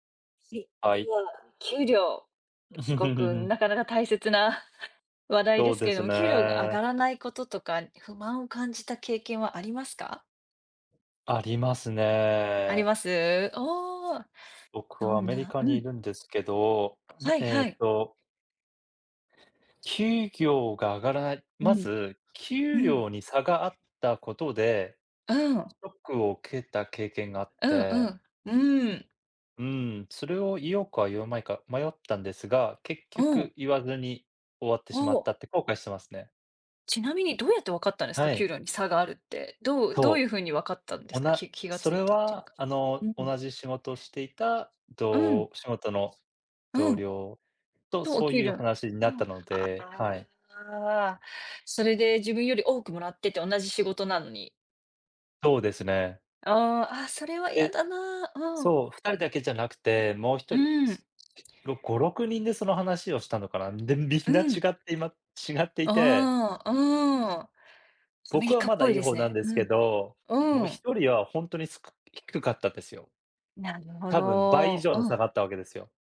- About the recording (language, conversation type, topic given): Japanese, unstructured, 給料がなかなか上がらないことに不満を感じますか？
- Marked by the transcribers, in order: chuckle; giggle; other background noise; "給料" said as "きゅうぎょう"